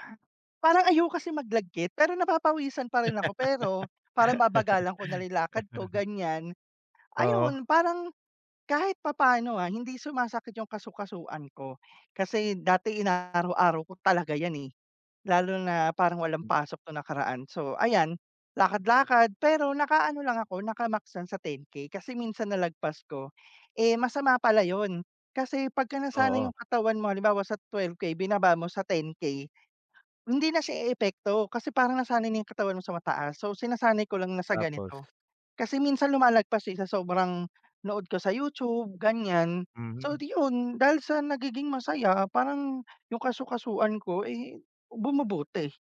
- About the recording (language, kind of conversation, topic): Filipino, unstructured, Ano ang mga paborito mong paraan ng pag-eehersisyo na masaya at hindi nakaka-pressure?
- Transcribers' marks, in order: none